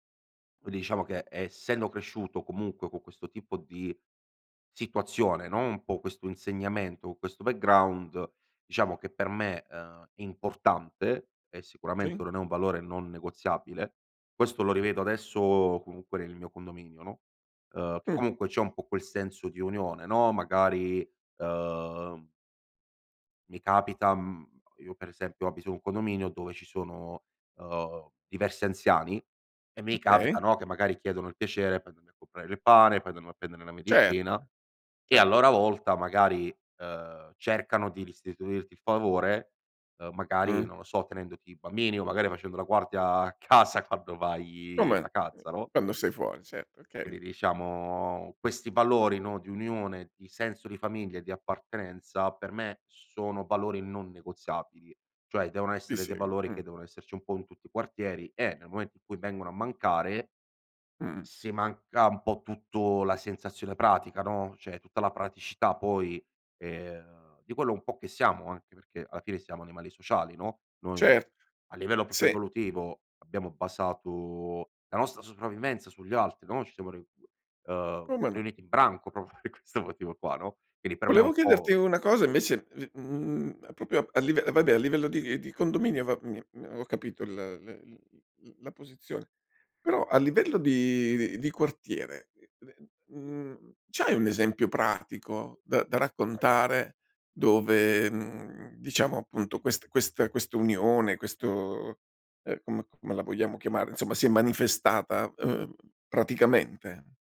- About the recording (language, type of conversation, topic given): Italian, podcast, Quali valori dovrebbero unire un quartiere?
- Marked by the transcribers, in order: "Quindi" said as "Quidi"; "con" said as "co"; "loro" said as "lora"; "restituirti" said as "ristituirti"; laughing while speaking: "casa quando"; "cioè" said as "ceh"; other background noise; "proprio" said as "propio"; unintelligible speech; laughing while speaking: "propo per questo motivo qua"; "proprio" said as "propo"; "Quindi" said as "chindi"; "proprio" said as "propio"